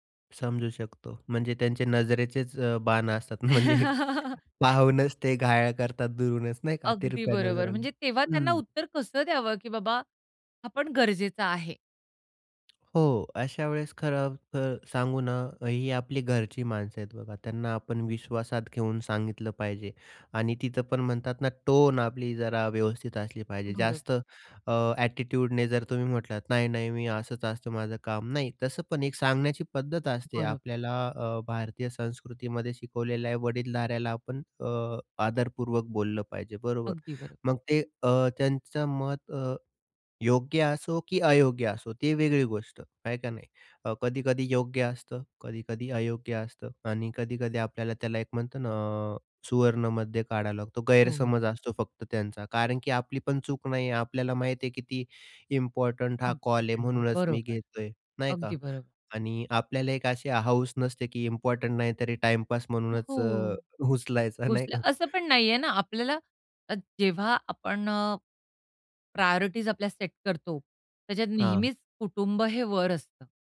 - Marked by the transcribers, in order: chuckle; laughing while speaking: "म्हणजे एक पाहूनच ते घायाळ करतात दुरूनच नाही का तिरप्या नजरनं"; in English: "टोन"; in English: "ॲटिट्यूडने"; in English: "इम्पॉर्टंट"; in English: "इम्पॉर्टंट"; in English: "इम्पॉर्टंट"; laughing while speaking: "उचलायचा नाही का?"; in English: "प्रायोरिटीज"; in English: "सेट"
- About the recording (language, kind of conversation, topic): Marathi, podcast, फोन बाजूला ठेवून जेवताना तुम्हाला कसं वाटतं?